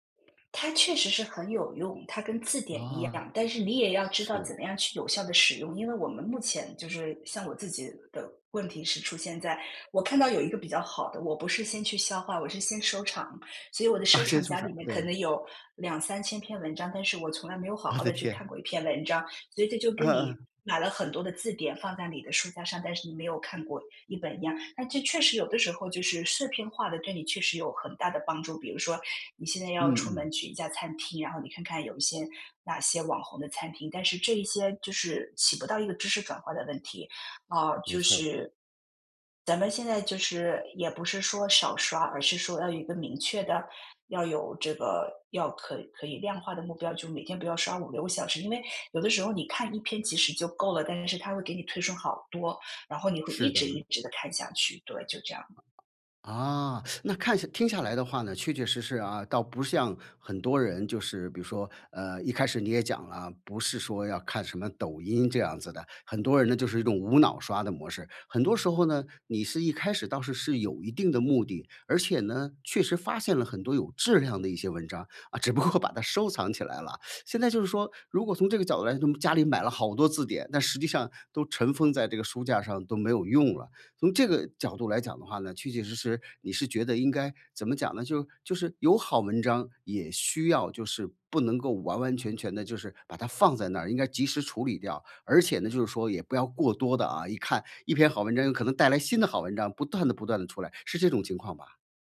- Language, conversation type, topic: Chinese, podcast, 你会如何控制刷短视频的时间？
- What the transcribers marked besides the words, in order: "收藏" said as "收尝"; "收藏" said as "收尝"; laughing while speaking: "啊"; other background noise; teeth sucking; laughing while speaking: "只不过"